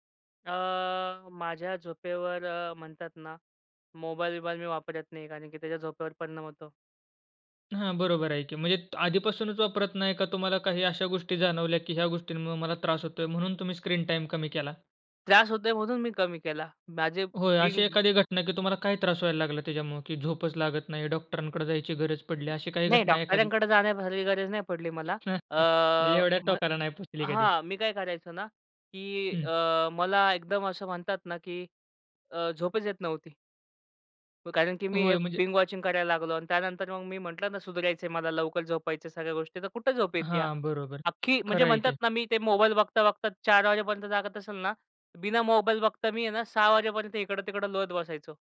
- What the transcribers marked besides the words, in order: tapping; other background noise; chuckle; in English: "बिंग वॉचिंग"
- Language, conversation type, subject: Marathi, podcast, झोपण्यापूर्वी तुमची छोटीशी दिनचर्या काय असते?